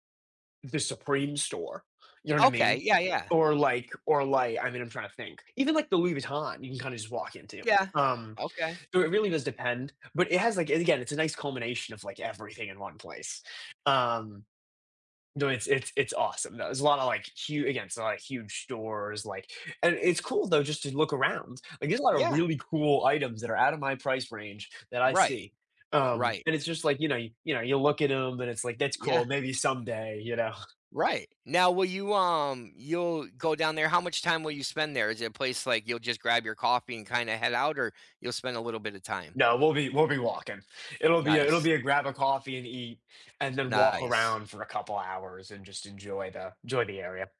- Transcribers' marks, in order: none
- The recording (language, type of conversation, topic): English, unstructured, What does your ideal lazy Sunday look like from start to finish?
- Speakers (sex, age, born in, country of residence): male, 18-19, United States, United States; male, 45-49, United States, United States